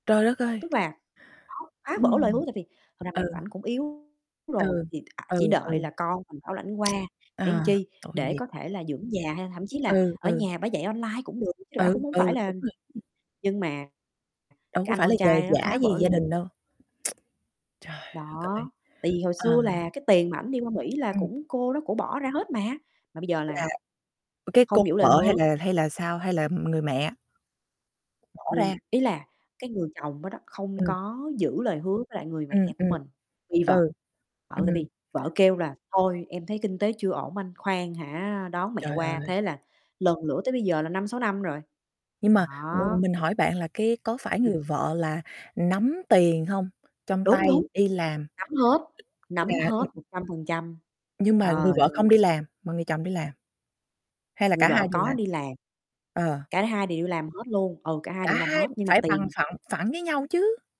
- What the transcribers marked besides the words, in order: distorted speech; unintelligible speech; tsk; other background noise; "làm" said as "ừn"; unintelligible speech; tapping; unintelligible speech; lip smack
- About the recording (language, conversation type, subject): Vietnamese, unstructured, Bạn cảm thấy thế nào khi ai đó không giữ lời hứa?